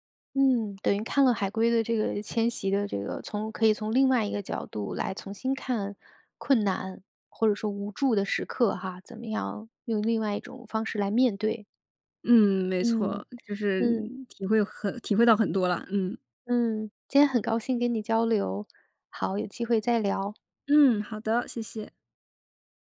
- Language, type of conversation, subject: Chinese, podcast, 大自然曾经教会过你哪些重要的人生道理？
- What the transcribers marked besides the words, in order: none